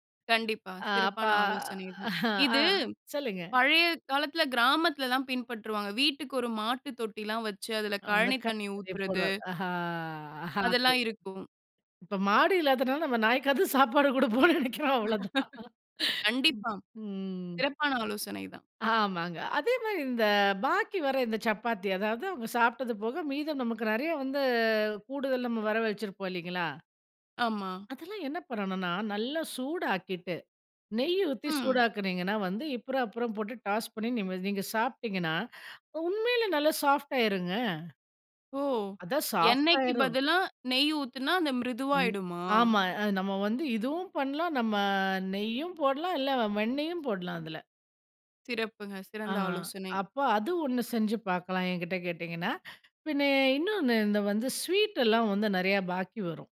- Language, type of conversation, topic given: Tamil, podcast, உணவு வீணாக்கத்தை குறைப்பதற்காக நீங்கள் கடைப்பிடிக்கும் பழக்கங்கள் என்ன?
- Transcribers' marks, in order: chuckle; unintelligible speech; laughing while speaking: "ப்போ, மாடு இல்லாததுனால, நம்ம நாய்க்காது சாப்பாடு குடுப்போம்ன்னு நினைக்கிறோம். அவ்வளவுதான்"; laugh; tapping